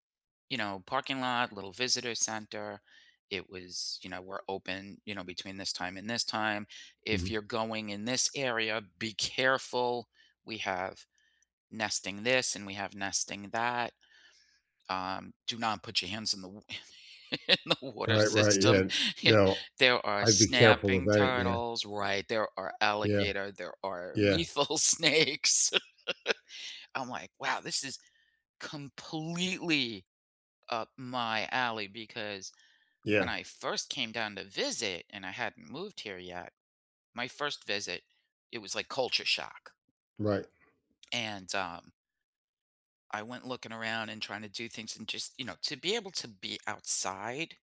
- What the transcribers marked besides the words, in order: laughing while speaking: "in the"; laughing while speaking: "lethal snakes"; laugh; stressed: "completely"; tapping
- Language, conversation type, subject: English, unstructured, What nearby nature spots and simple local adventures could you enjoy soon?
- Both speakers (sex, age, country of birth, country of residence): female, 60-64, United States, United States; male, 65-69, United States, United States